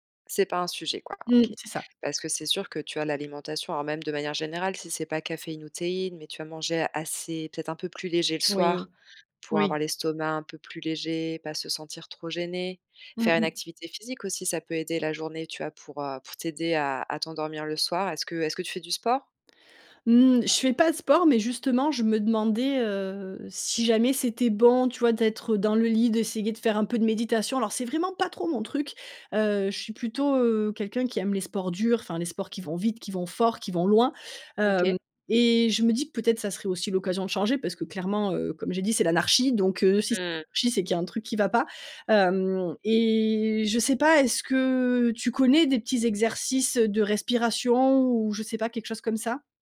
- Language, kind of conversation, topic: French, advice, Pourquoi ai-je du mal à instaurer une routine de sommeil régulière ?
- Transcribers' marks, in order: stressed: "l'anarchie"; drawn out: "et"